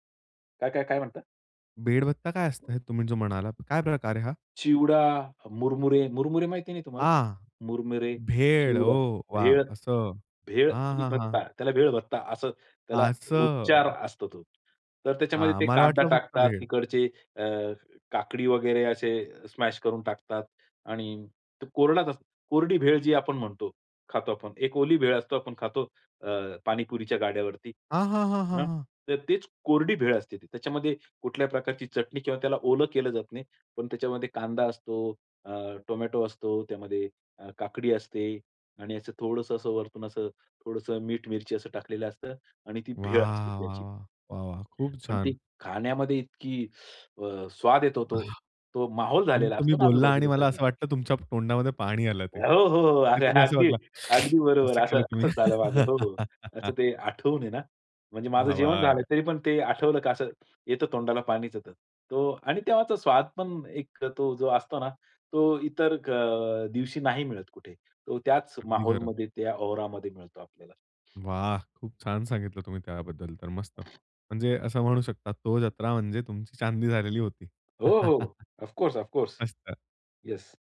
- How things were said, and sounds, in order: other noise; drawn out: "असं"; in English: "स्मॅश"; tongue click; laughing while speaking: "अरे, अगदी, अगदी बरोबर असं"; tapping; tongue click; laugh; in English: "ऑफ कोर्स, ऑफ कोर्स"; chuckle
- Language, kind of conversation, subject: Marathi, podcast, स्थानिक सणातला तुझा आवडता, विसरता न येणारा अनुभव कोणता होता?